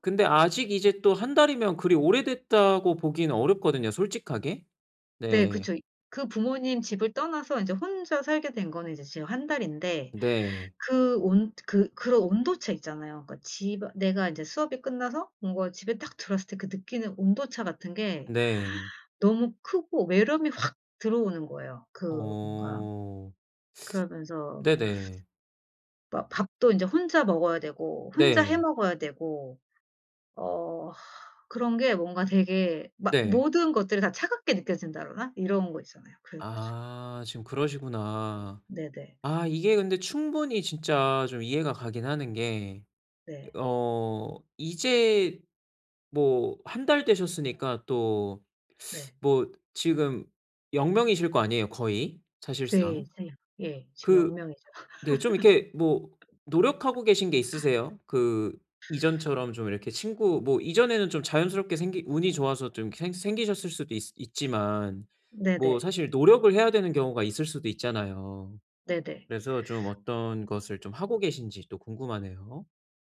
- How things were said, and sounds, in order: gasp; sigh; laugh
- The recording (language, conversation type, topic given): Korean, advice, 변화로 인한 상실감을 기회로 바꾸기 위해 어떻게 시작하면 좋을까요?